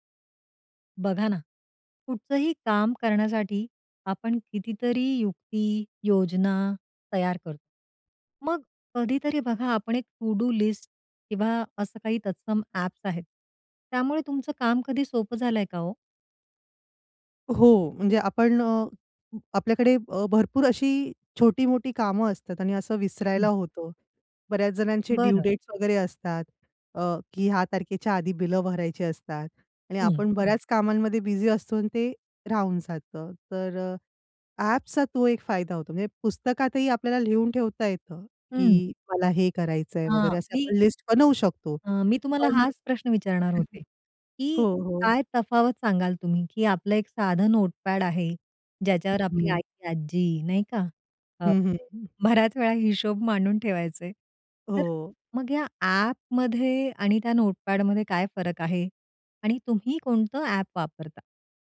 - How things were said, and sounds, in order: "कुठलंही" said as "कुठचंही"; in English: "टू डू लिस्ट"; in English: "ड्यू डेट्स"; other noise; other background noise; laughing while speaking: "बऱ्याच वेळा हिशोब मांडून ठेवायचे"
- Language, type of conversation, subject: Marathi, podcast, कुठल्या कामांची यादी तयार करण्याच्या अनुप्रयोगामुळे तुमचं काम अधिक सोपं झालं?